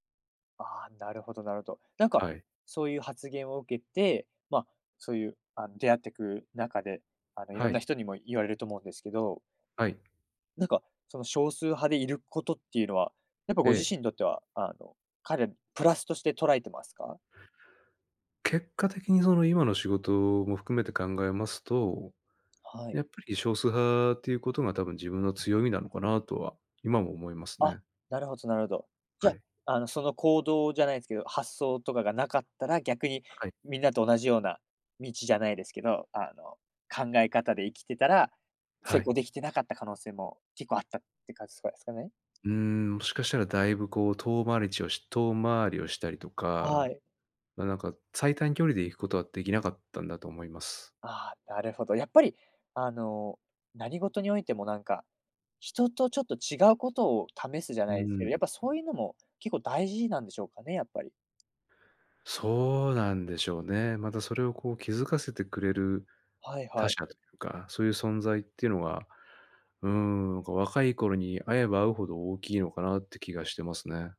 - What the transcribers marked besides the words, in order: tapping
- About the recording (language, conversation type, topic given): Japanese, podcast, 誰かの一言で人生が変わった経験はありますか？